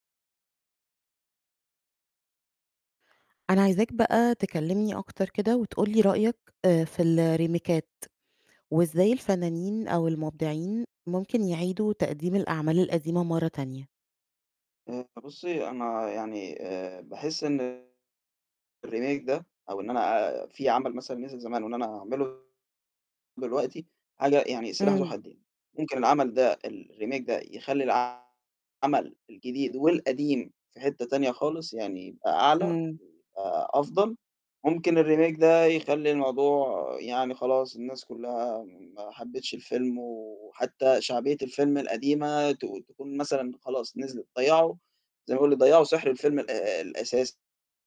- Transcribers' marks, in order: in English: "الريميكات"; distorted speech; in English: "الRemake"; in English: "الRemake"; in English: "الRemake"
- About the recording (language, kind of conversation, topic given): Arabic, podcast, إيه رأيك في الريميكات وإعادة تقديم الأعمال القديمة؟